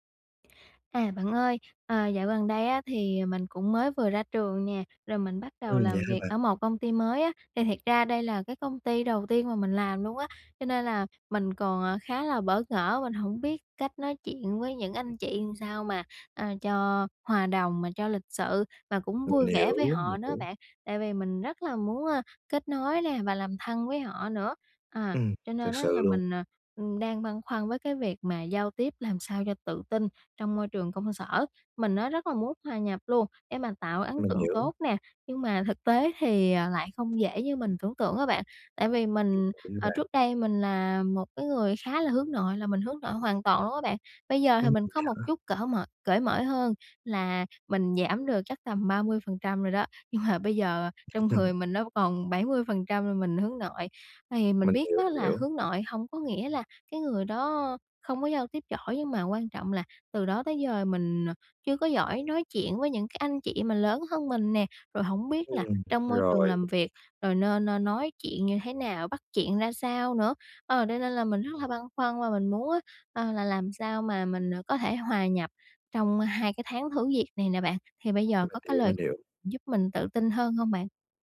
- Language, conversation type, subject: Vietnamese, advice, Làm sao để giao tiếp tự tin khi bước vào một môi trường xã hội mới?
- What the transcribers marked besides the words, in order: tapping; other background noise; "mở" said as "mởi"; laughing while speaking: "nhưng mà"; chuckle